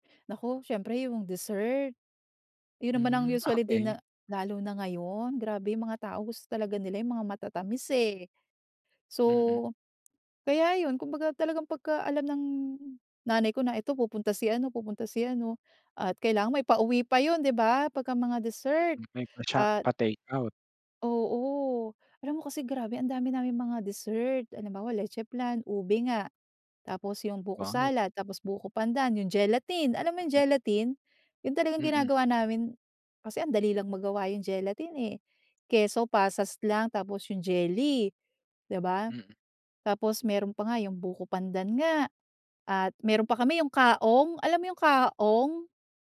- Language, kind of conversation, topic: Filipino, podcast, Ano ang mga karaniwang inihahain at pinagsasaluhan tuwing pista sa inyo?
- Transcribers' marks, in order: none